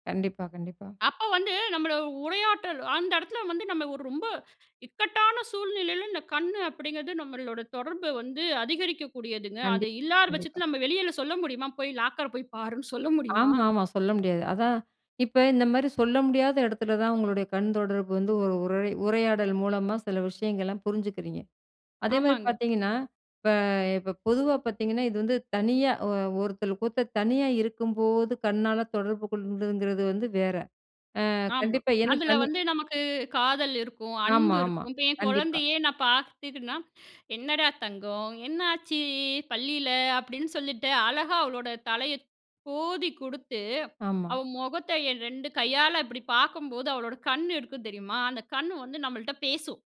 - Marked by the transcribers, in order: other noise; in English: "லாக்கர"
- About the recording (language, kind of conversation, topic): Tamil, podcast, கண் தொடர்பு ஒரு உரையாடலின் போக்கை எப்படி மாற்றுகிறது?